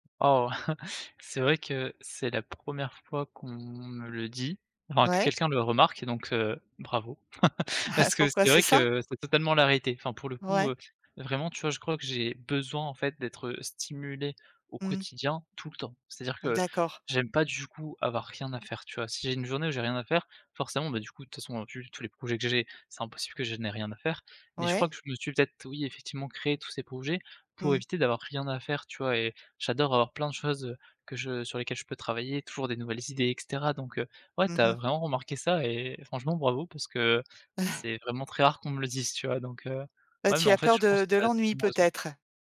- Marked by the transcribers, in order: chuckle; chuckle; tapping; chuckle
- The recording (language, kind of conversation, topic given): French, advice, Comment éviter le burnout créatif quand on gère trop de projets en même temps ?